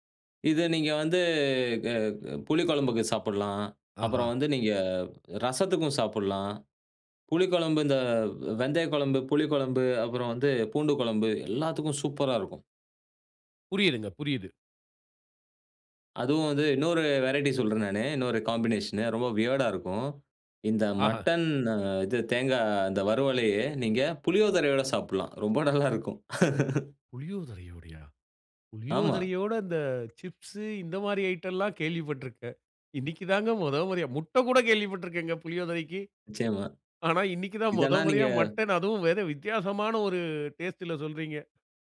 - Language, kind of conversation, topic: Tamil, podcast, உணவின் வாசனை உங்கள் உணர்வுகளை எப்படித் தூண்டுகிறது?
- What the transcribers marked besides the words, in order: other background noise; in English: "காம்பினேஷன்"; in English: "வியர்டா"; laughing while speaking: "நல்லா இருக்கும்"; surprised: "புளியோதரையோடையா?"; "வேற" said as "வேத"